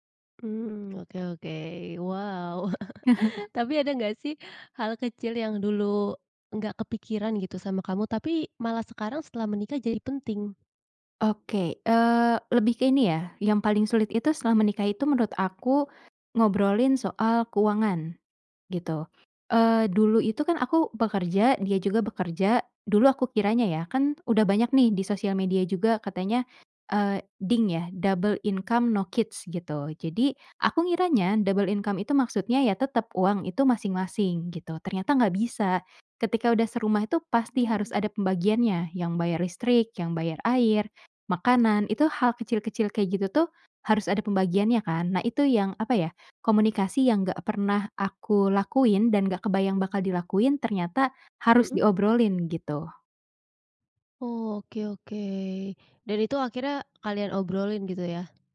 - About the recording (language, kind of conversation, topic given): Indonesian, podcast, Apa yang berubah dalam hidupmu setelah menikah?
- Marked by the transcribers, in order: chuckle; in English: "DINK"; in English: "Double Income No Kids"; in English: "double income"; tapping